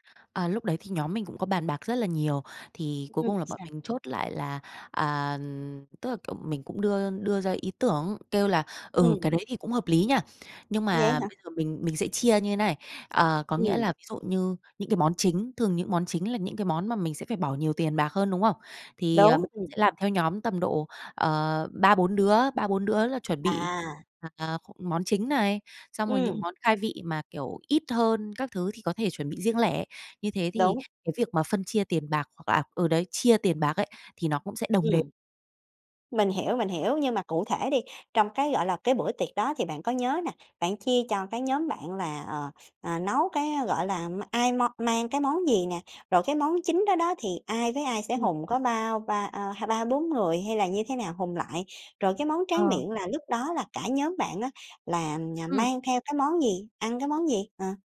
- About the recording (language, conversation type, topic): Vietnamese, podcast, Làm sao để tổ chức một buổi tiệc góp món thật vui mà vẫn ít căng thẳng?
- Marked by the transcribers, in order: other background noise; tapping; unintelligible speech; unintelligible speech